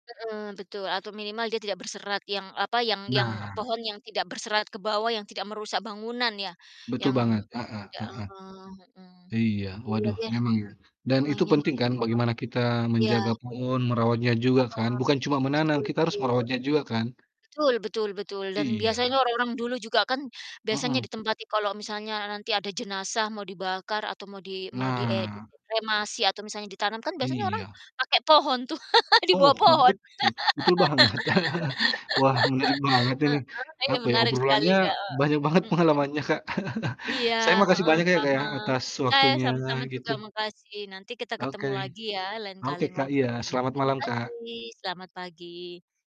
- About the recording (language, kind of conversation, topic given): Indonesian, unstructured, Mengapa menurutmu pohon penting bagi kehidupan kita?
- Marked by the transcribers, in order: tapping; distorted speech; unintelligible speech; chuckle; laugh; chuckle